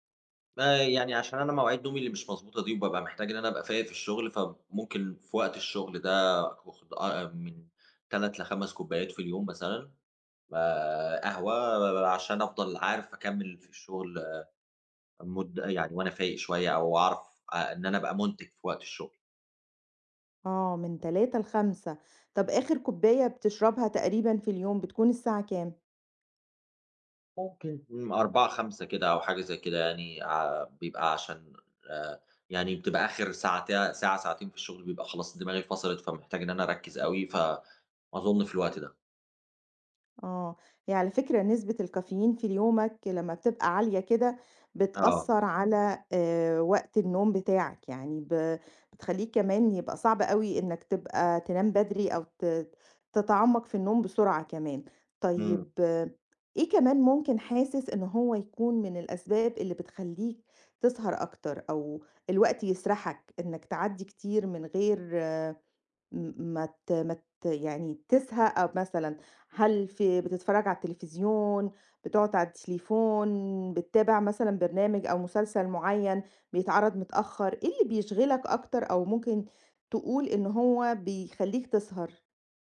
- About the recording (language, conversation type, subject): Arabic, advice, إزاي أقدر ألتزم بمواعيد نوم ثابتة؟
- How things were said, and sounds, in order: none